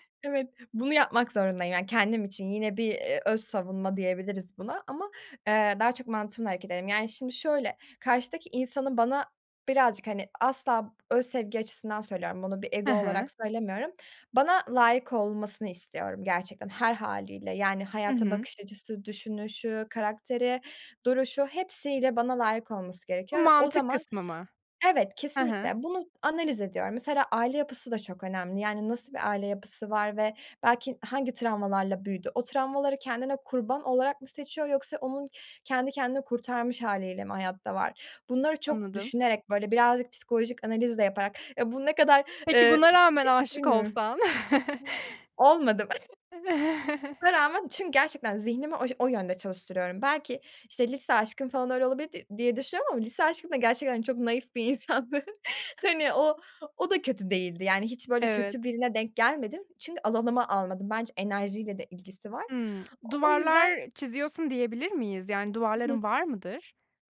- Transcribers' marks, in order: tapping; other background noise; chuckle; other noise; chuckle; laughing while speaking: "insandı, hani, o"; unintelligible speech
- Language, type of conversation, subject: Turkish, podcast, Bir karar verirken içgüdüne mi yoksa mantığına mı daha çok güvenirsin?